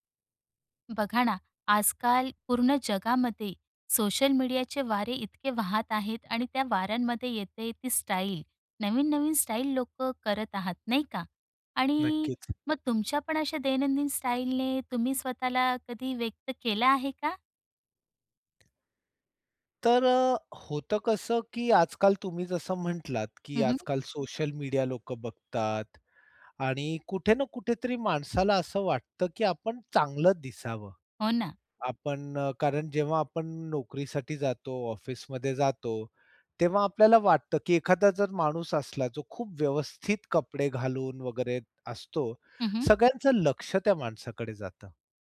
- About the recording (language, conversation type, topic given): Marathi, podcast, तू तुझ्या दैनंदिन शैलीतून स्वतःला कसा व्यक्त करतोस?
- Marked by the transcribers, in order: other background noise; tapping